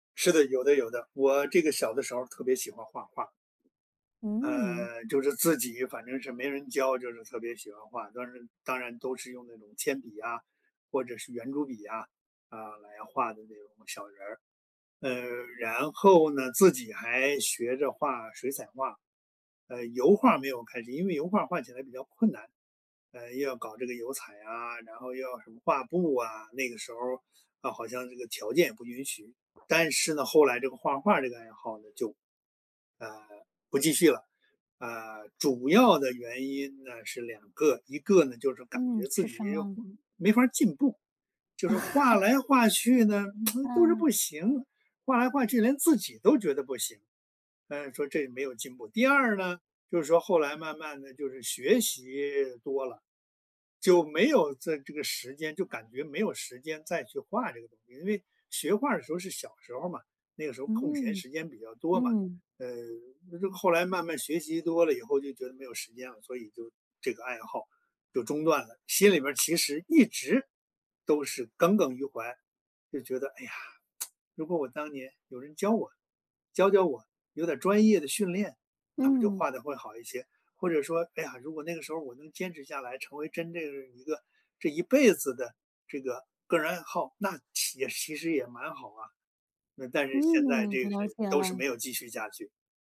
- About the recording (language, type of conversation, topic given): Chinese, podcast, 是什么原因让你没能继续以前的爱好？
- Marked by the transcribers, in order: other background noise; other noise; chuckle; tsk; tsk; tapping